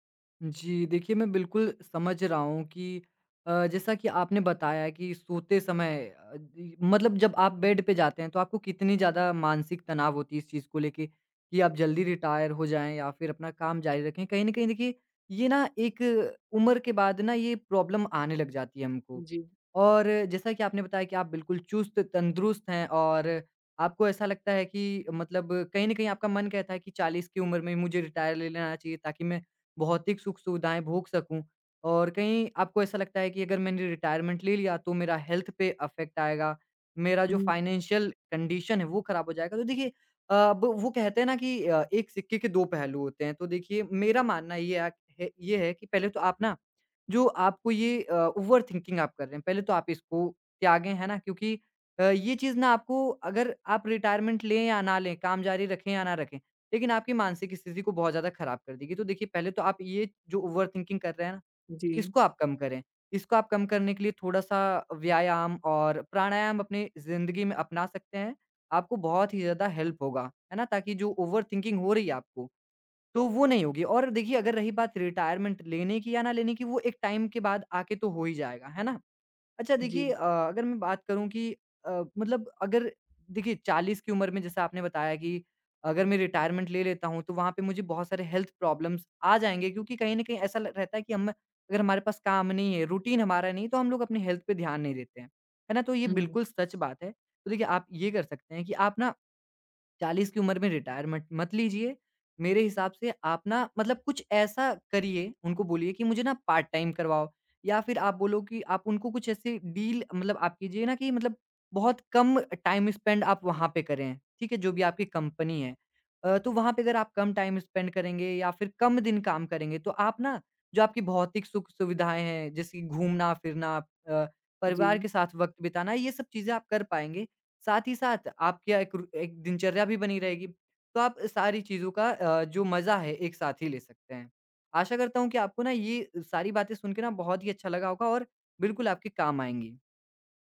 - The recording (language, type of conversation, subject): Hindi, advice, आपको जल्दी सेवानिवृत्ति लेनी चाहिए या काम जारी रखना चाहिए?
- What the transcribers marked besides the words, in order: in English: "रिटायर"; in English: "प्रॉब्लम"; in English: "रिटायर"; in English: "रिटायरमेंट"; in English: "हेल्थ"; in English: "अफेक्ट"; in English: "फाइनेंशियल कंडीशन"; in English: "ओवरथिंकिंग"; in English: "रिटायरमेंट"; in English: "ओवरथिंकिंग"; in English: "हेल्प"; in English: "ओवरथिंकिंग"; in English: "रिटायरमेंट"; in English: "टाइम"; in English: "रिटायरमेंट"; in English: "हेल्थ प्रॉब्लम्स"; in English: "रूटीन"; in English: "हेल्थ"; in English: "रिटायरमेंट"; in English: "पार्ट-टाइम"; in English: "डील"; in English: "टाइम स्पेंड"; in English: "टाइम स्पेंड"